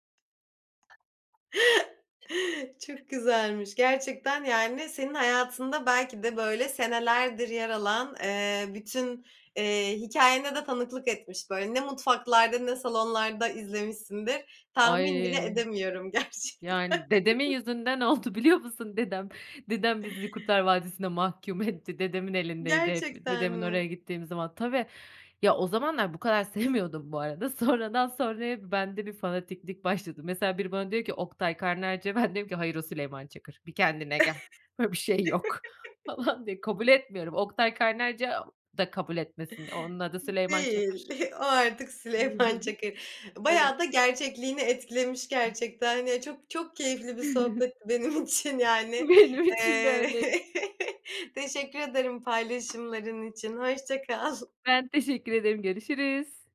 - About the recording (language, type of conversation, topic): Turkish, podcast, Çocukluğunda en unutulmaz bulduğun televizyon dizisini anlatır mısın?
- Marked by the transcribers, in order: other background noise; chuckle; chuckle; inhale; unintelligible speech; laughing while speaking: "Benim için de öyle"; chuckle